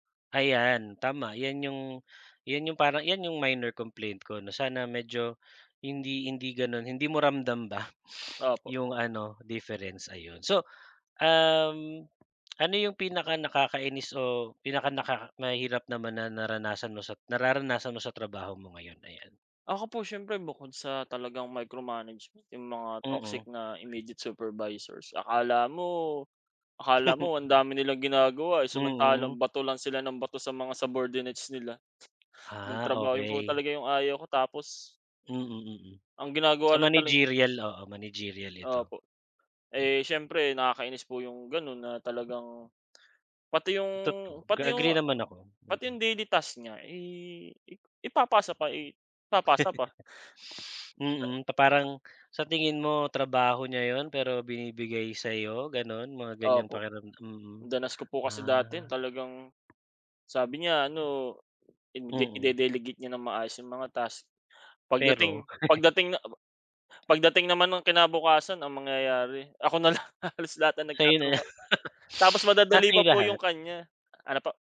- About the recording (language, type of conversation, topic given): Filipino, unstructured, Ano ang mga bagay na gusto mong baguhin sa iyong trabaho?
- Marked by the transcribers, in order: sniff; chuckle; other background noise; tapping; laugh; sniff; chuckle; laughing while speaking: "na lang halos lahat ang nagtatrabaho"; laugh; sniff